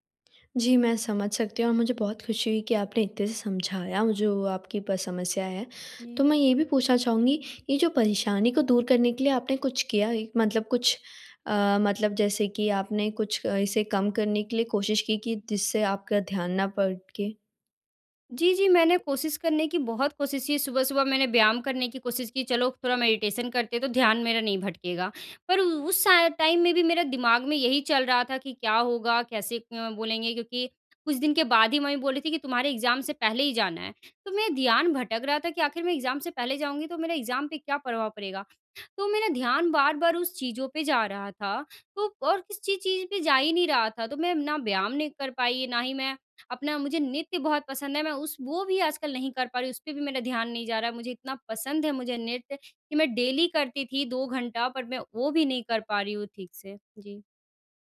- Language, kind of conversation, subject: Hindi, advice, मेरा ध्यान दिनभर बार-बार भटकता है, मैं साधारण कामों पर ध्यान कैसे बनाए रखूँ?
- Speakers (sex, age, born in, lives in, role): female, 18-19, India, India, advisor; female, 20-24, India, India, user
- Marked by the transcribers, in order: in English: "मेडिटेशन"; in English: "टाइम"; in English: "एग्ज़ाम"; in English: "एग्ज़ाम"; in English: "एग्ज़ाम"; in English: "डेली"